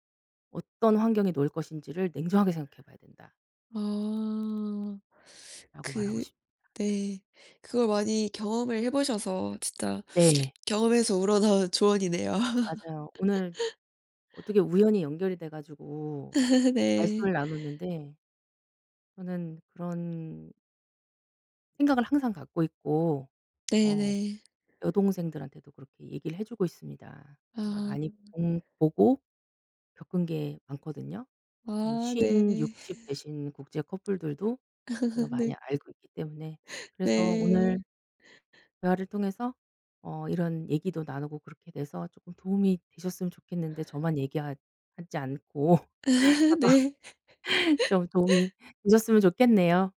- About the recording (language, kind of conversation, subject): Korean, unstructured, 당신이 인생에서 가장 중요하게 생각하는 가치는 무엇인가요?
- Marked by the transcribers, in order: other background noise; sniff; laugh; tapping; laugh; laugh; laugh; laughing while speaking: "저도"; laugh